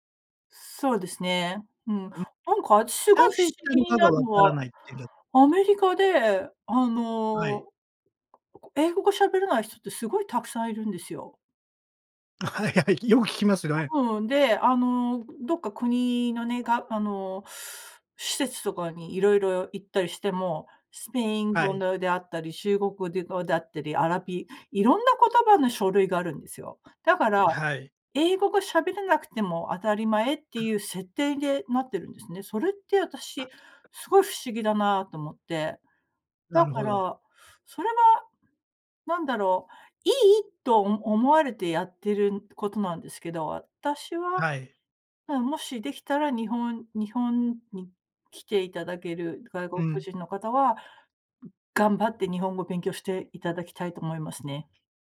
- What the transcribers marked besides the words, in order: other background noise; laughing while speaking: "あ、はい はい、よく聞きますどね"; other noise; stressed: "いい"
- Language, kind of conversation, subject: Japanese, podcast, 多様な人が一緒に暮らすには何が大切ですか？